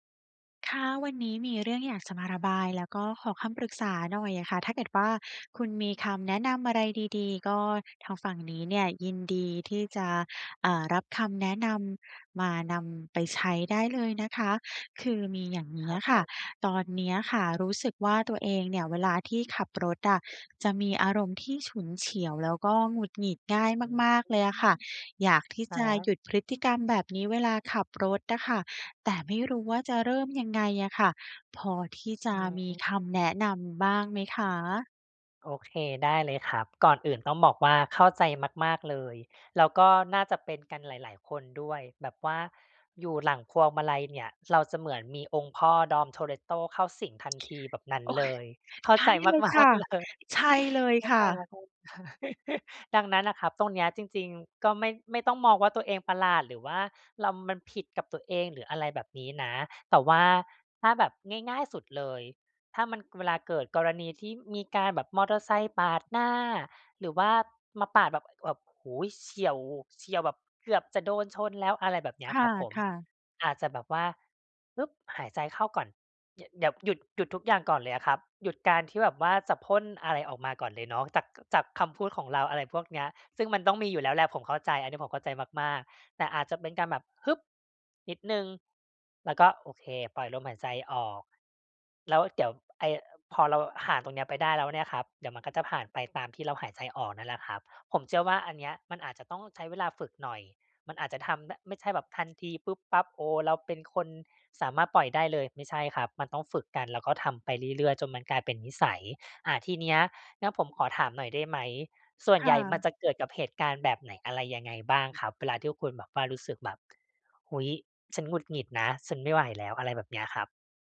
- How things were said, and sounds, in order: laughing while speaking: "มาก ๆ เลย"; laughing while speaking: "โอ๊ย"; other noise; chuckle; "ผ่าน" said as "ห่าน"; tapping; other background noise
- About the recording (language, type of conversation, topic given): Thai, advice, ฉันควรเริ่มจากตรงไหนเพื่อหยุดวงจรพฤติกรรมเดิม?